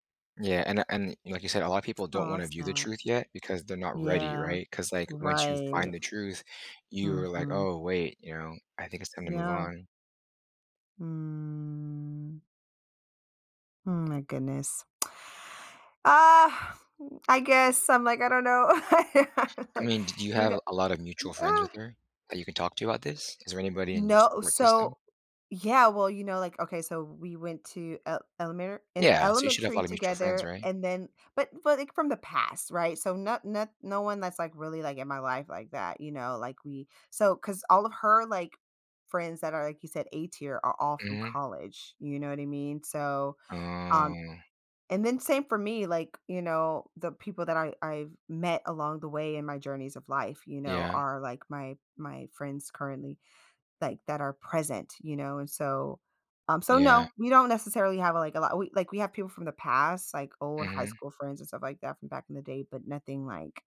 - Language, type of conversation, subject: English, advice, How do I resolve a disagreement with a close friend without damaging our friendship?
- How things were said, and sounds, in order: drawn out: "Mm"; other background noise; laugh; tapping; drawn out: "Oh"